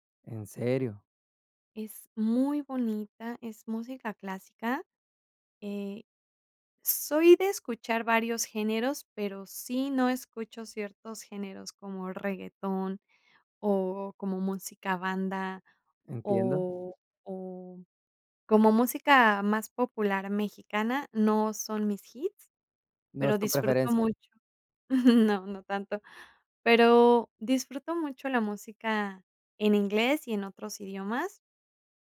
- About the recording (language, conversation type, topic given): Spanish, podcast, ¿Cómo descubres música nueva hoy en día?
- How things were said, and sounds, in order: chuckle